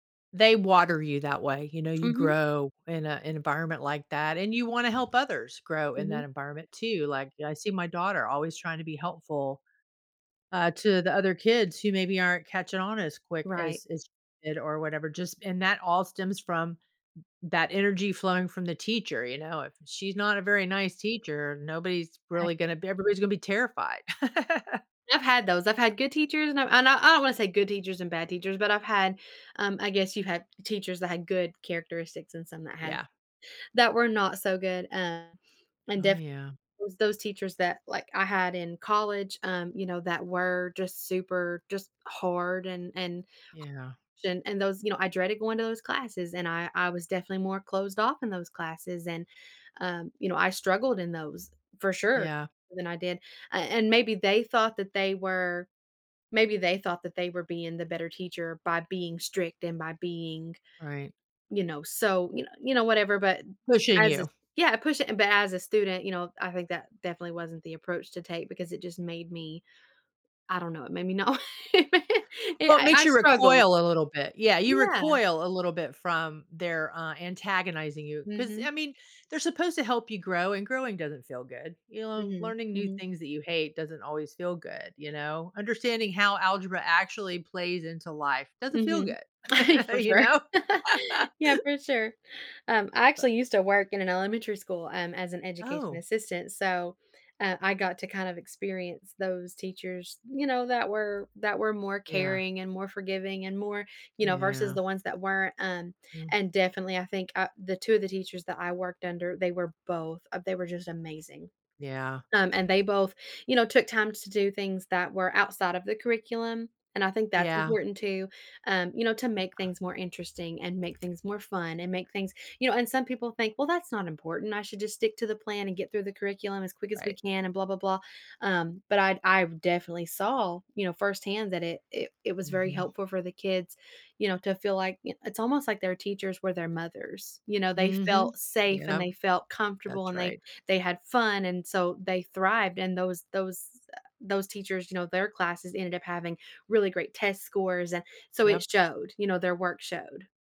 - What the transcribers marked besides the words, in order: laugh; laughing while speaking: "know"; laugh; chuckle; laughing while speaking: "you know"; laugh
- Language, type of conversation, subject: English, unstructured, What makes a good teacher in your opinion?
- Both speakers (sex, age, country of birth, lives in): female, 30-34, United States, United States; female, 60-64, United States, United States